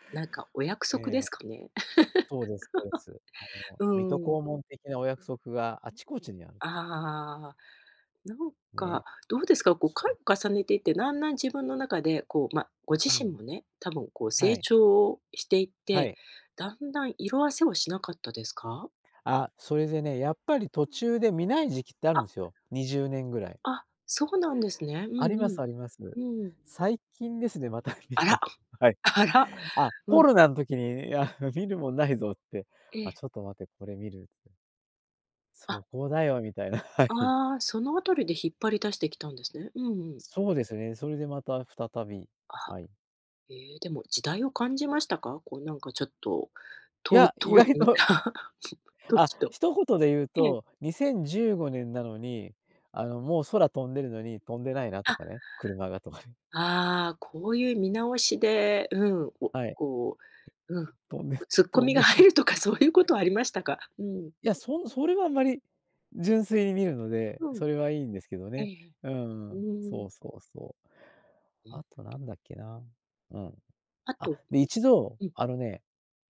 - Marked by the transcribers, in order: laugh; laughing while speaking: "観たの、はい"; laughing while speaking: "あら"; laughing while speaking: "いや、あの"; laughing while speaking: "はい"; chuckle; laughing while speaking: "観た"; chuckle; chuckle; laughing while speaking: "飛んで 飛んでない"; laughing while speaking: "入るとかそういう"; chuckle; unintelligible speech
- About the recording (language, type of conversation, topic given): Japanese, podcast, 映画で一番好きな主人公は誰で、好きな理由は何ですか？